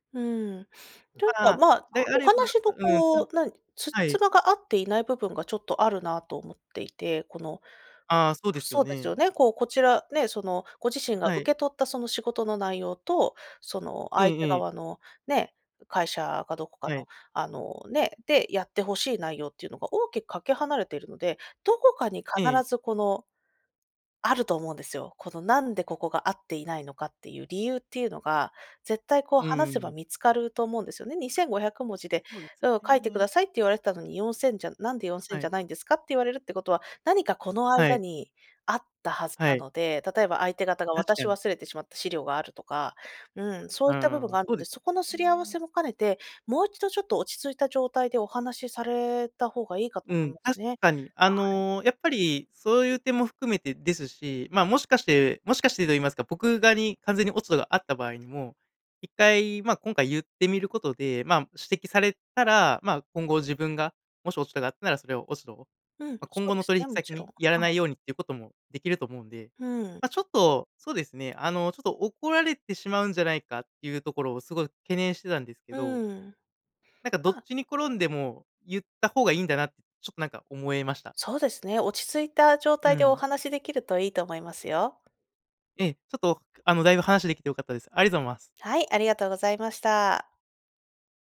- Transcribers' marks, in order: unintelligible speech; "ありがとうございます" said as "ありぞうます"
- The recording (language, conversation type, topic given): Japanese, advice, 初めての顧客クレーム対応で動揺している